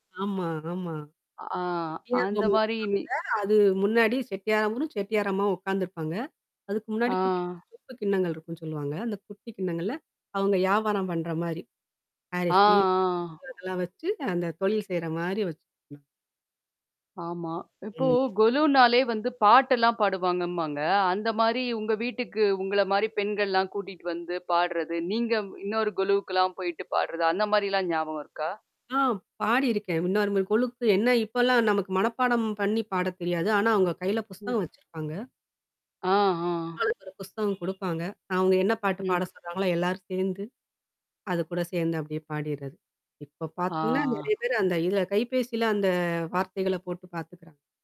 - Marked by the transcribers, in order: static; tapping; distorted speech; unintelligible speech; other noise; mechanical hum; horn; other background noise; drawn out: "அந்த"
- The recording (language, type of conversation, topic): Tamil, podcast, வீட்டில் உள்ள சின்னச் சின்ன பொருள்கள் உங்கள் நினைவுகளை எப்படிப் பேணிக்காக்கின்றன?